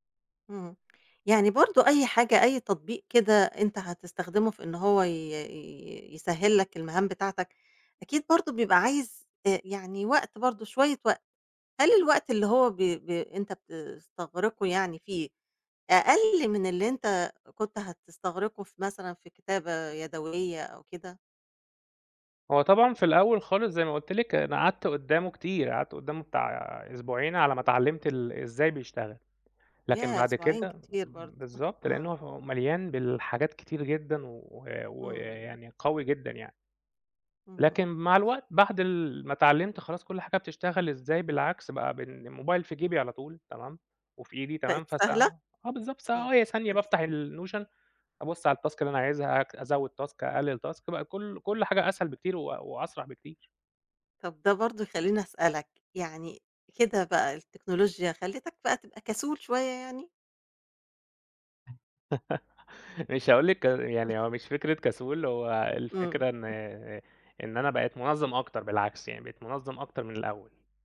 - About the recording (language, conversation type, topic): Arabic, podcast, إزاي التكنولوجيا غيّرت روتينك اليومي؟
- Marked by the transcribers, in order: tapping; other noise; unintelligible speech; in English: "الNotion"; in English: "الTask"; in English: "Task"; in English: "Task"; laugh; unintelligible speech